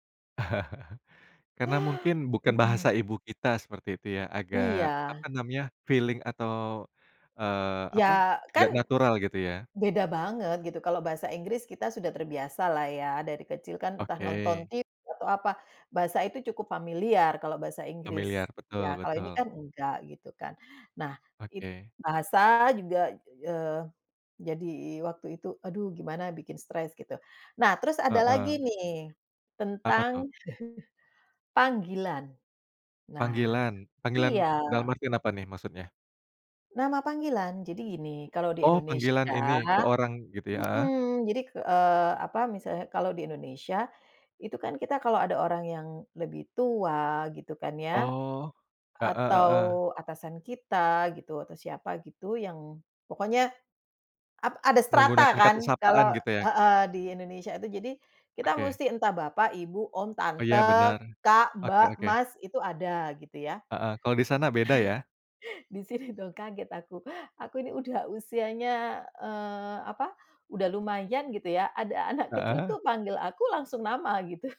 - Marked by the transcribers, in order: chuckle; in English: "feeling"; chuckle; chuckle; laughing while speaking: "gitu"
- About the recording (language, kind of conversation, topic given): Indonesian, podcast, Bagaimana cerita migrasi keluarga memengaruhi identitas kalian?